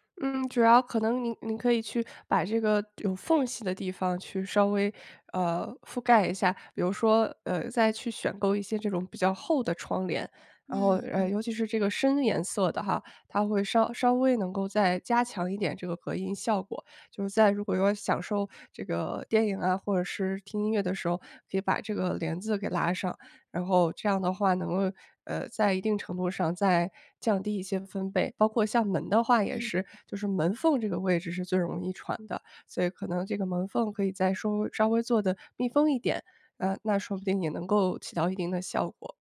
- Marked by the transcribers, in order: tapping
- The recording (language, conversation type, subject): Chinese, advice, 我怎么才能在家更容易放松并享受娱乐？